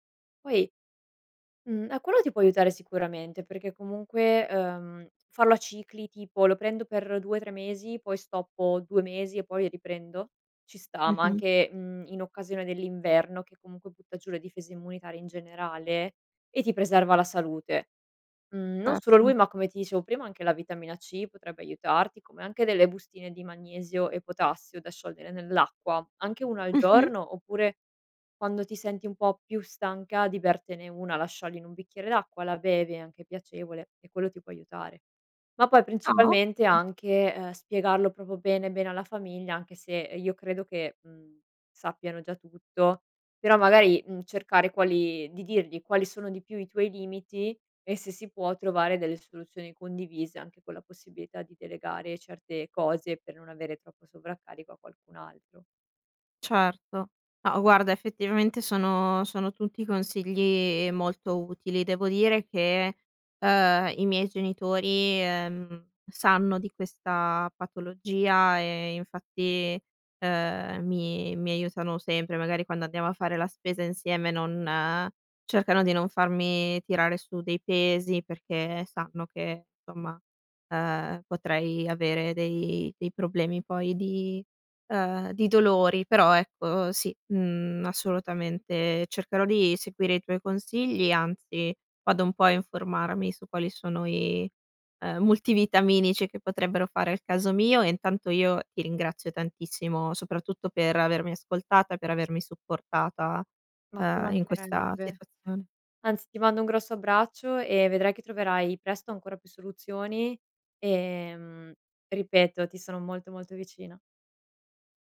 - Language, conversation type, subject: Italian, advice, Come influisce l'affaticamento cronico sulla tua capacità di prenderti cura della famiglia e mantenere le relazioni?
- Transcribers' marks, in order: "proprio" said as "propo"